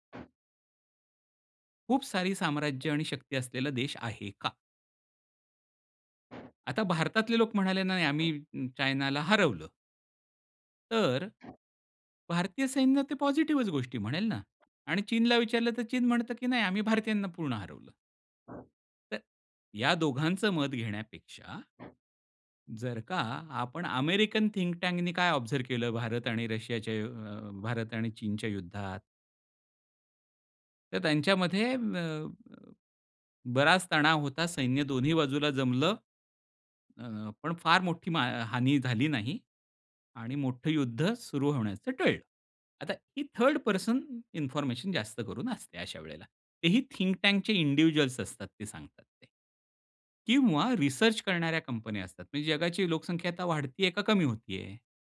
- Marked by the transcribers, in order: other background noise; tapping; in English: "थिंक टैंकनी"; in English: "ऑब्ज़र्व"; in English: "थर्ड पर्सन इन्फॉर्मेशन"; in English: "थिंक टैंकचे इंडिव्हिज्युअल्स"
- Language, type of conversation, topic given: Marathi, podcast, निवडून सादर केलेल्या माहितीस आपण विश्वासार्ह कसे मानतो?